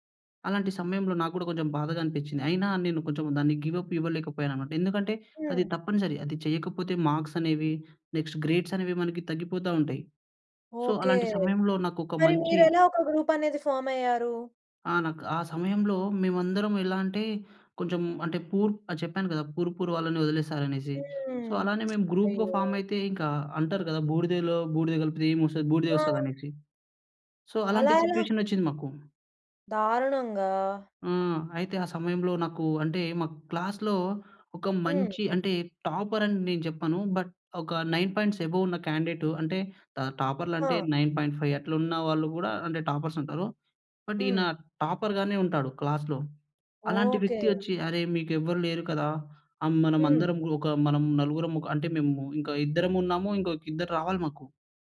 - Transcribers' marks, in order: in English: "గివ్ అప్"; in English: "మార్క్స్"; in English: "నెక్స్ట్ గ్రేడ్స్"; in English: "సో"; in English: "గ్రూప్"; in English: "ఫార్మ్"; in English: "పూర్"; in English: "పూర్ పూర్"; in English: "సో"; tsk; in English: "గ్రూప్‌గా ఫార్మ్"; in English: "సో"; in English: "సిట్యుయేషన్"; other background noise; in English: "క్లాస్‌లో"; in English: "టాపర్"; in English: "బట్"; in English: "నైన్ పాయింట్స్ అబోవ్"; in English: "క్యాండేట్"; in English: "నైన్ పాయింట్ ఫైవ్"; in English: "టాపర్స్"; in English: "బట్"; in English: "టాపర్‌గానే"; in English: "క్లాస్‌లో"
- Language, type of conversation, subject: Telugu, podcast, పాఠశాల లేదా కాలేజీలో మీరు బృందంగా చేసిన ప్రాజెక్టు అనుభవం మీకు ఎలా అనిపించింది?